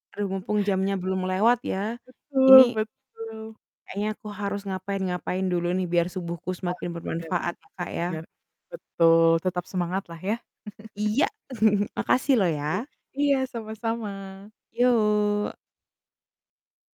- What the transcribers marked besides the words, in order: distorted speech; laugh; chuckle
- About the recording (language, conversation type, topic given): Indonesian, unstructured, Apa pendapatmu tentang kebiasaan lembur tanpa tambahan upah?